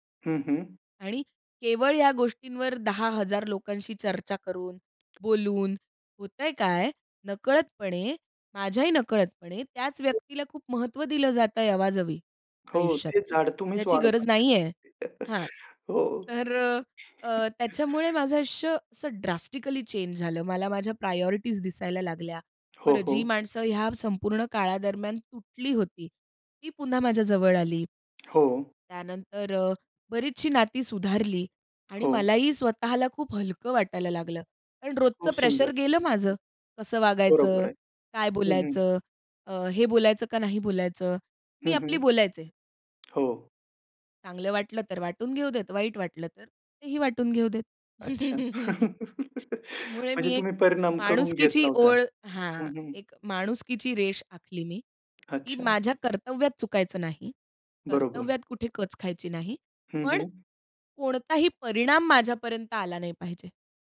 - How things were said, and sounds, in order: other background noise; in English: "ड्रास्टिकली चेंज"; chuckle; in English: "प्रायोरिटीज"; tapping; laugh
- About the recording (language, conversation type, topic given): Marathi, podcast, माफ करण्याबद्दल तुझं काय मत आहे?